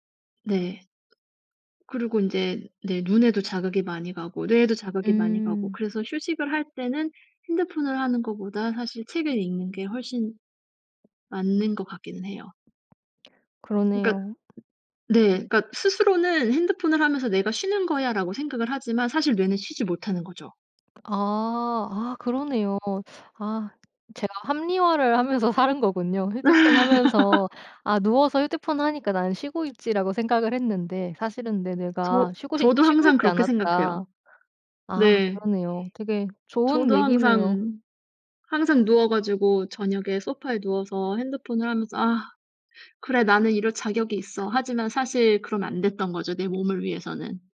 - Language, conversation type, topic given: Korean, podcast, 휴대폰 없이도 잘 집중할 수 있나요?
- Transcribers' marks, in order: other background noise; laugh